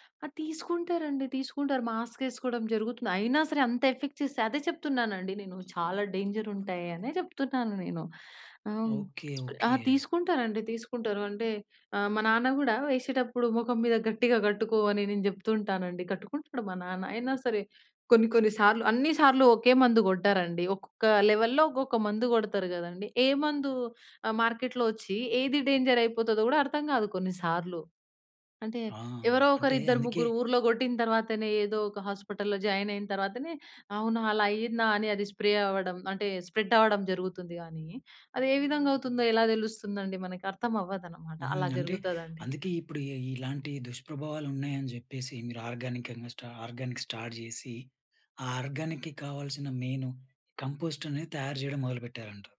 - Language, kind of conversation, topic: Telugu, podcast, ఇంట్లో కంపోస్ట్ చేయడం ఎలా మొదలు పెట్టాలి?
- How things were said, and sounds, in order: in English: "ఎఫెక్ట్"; in English: "డేంజర్"; in English: "లెవెల్లో"; in English: "మార్కెట్‍లో"; in English: "డేంజర్"; in English: "హాస్పటల్లో జాయిన్"; in English: "స్ప్రే"; in English: "స్ప్రెడ్"; in English: "ఆర్గానిక్ స్టార్ట్"; in English: "ఆర్గానిక్‍కి"; in English: "కంపోస్ట్"